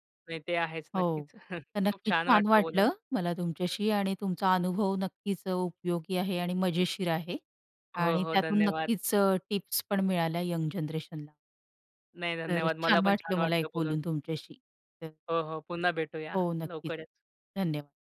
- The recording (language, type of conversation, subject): Marathi, podcast, कधी तुमची ट्रेन किंवा बस चुकली आहे का, आणि त्या वेळी तुम्ही काय केलं?
- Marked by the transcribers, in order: laughing while speaking: "नक्कीच"; tapping; joyful: "खूप छान वाटलं बोलून"; other background noise